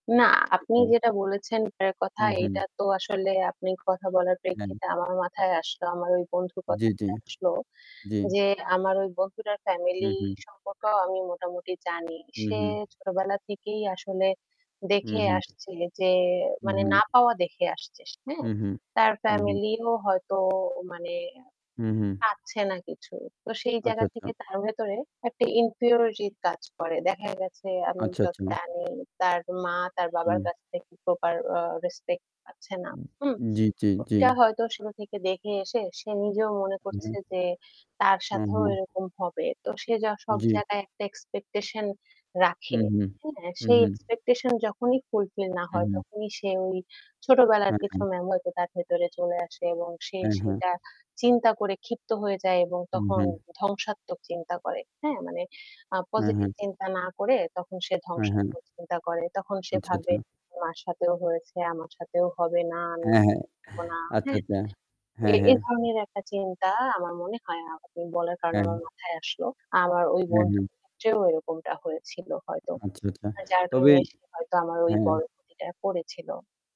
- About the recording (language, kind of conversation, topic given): Bengali, unstructured, বন্ধুত্বে আপনি কি কখনো বিশ্বাসঘাতকতার শিকার হয়েছেন, আর তা আপনার জীবনে কী প্রভাব ফেলেছে?
- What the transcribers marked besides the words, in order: static; distorted speech; tapping; other background noise; in English: "ইনফিউরিটি"; in English: "প্রপার"; in English: "রেসপেক্ট"; unintelligible speech; chuckle